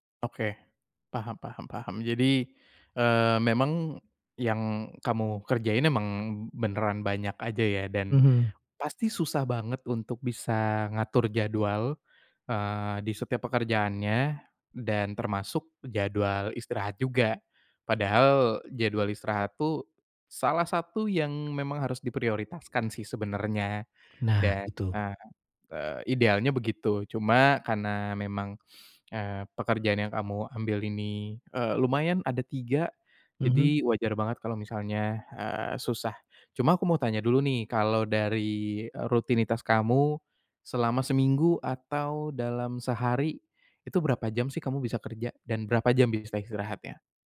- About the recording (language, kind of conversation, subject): Indonesian, advice, Bagaimana cara menemukan keseimbangan yang sehat antara pekerjaan dan waktu istirahat setiap hari?
- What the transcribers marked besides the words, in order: tapping